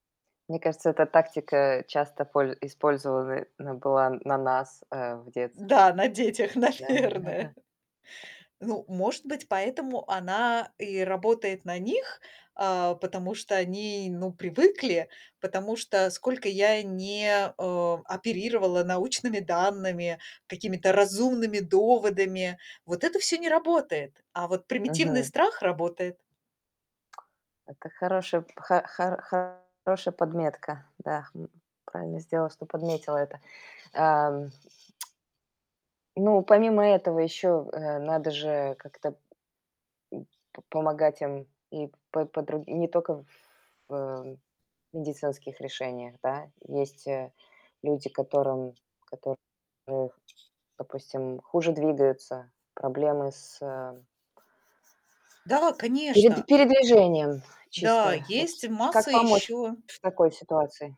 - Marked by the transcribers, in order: other background noise; laughing while speaking: "наверное"; chuckle; tapping; distorted speech
- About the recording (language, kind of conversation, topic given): Russian, podcast, Как поддерживать родителей в старости и в трудные моменты?